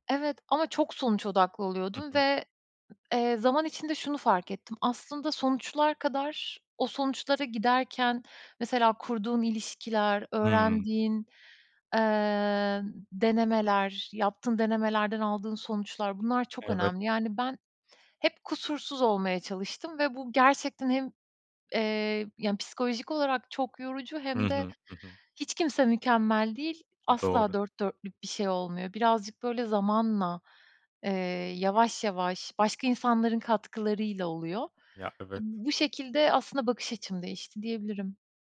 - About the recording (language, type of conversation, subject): Turkish, podcast, Başarısızlıktan sonra nasıl toparlanırsın?
- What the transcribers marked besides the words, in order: none